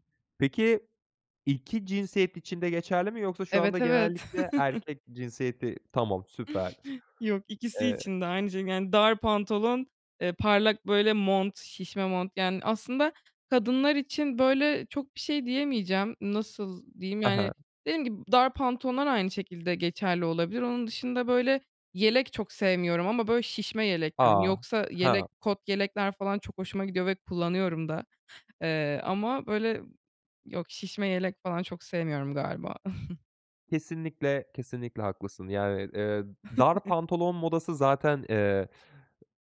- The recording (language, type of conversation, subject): Turkish, podcast, Moda trendleri seni ne kadar etkiler?
- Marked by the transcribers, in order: chuckle; other background noise; tapping; chuckle; chuckle